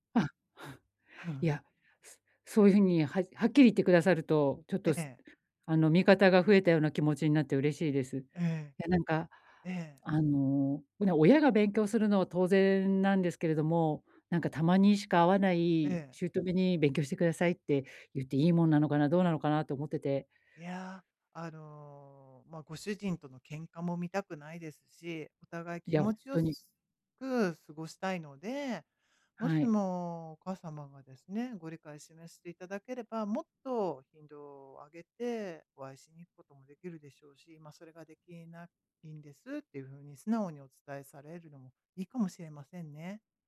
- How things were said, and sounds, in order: none
- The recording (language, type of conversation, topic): Japanese, advice, 育児方針の違いについて、パートナーとどう話し合えばよいですか？